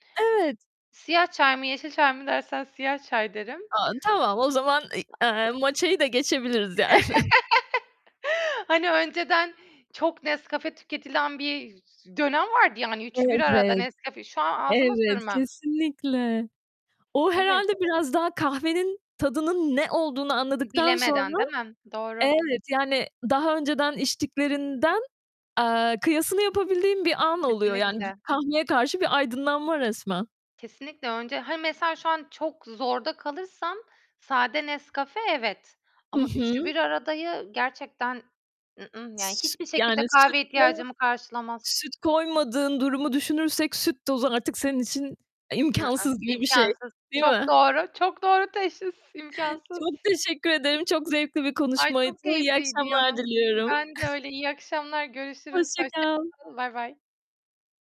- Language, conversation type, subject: Turkish, podcast, Sabahları kahve ya da çay hazırlama rutinin nasıl oluyor?
- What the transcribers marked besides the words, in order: other background noise; tapping; laugh; in Japanese: "matcha'yı"; laughing while speaking: "yani"; other noise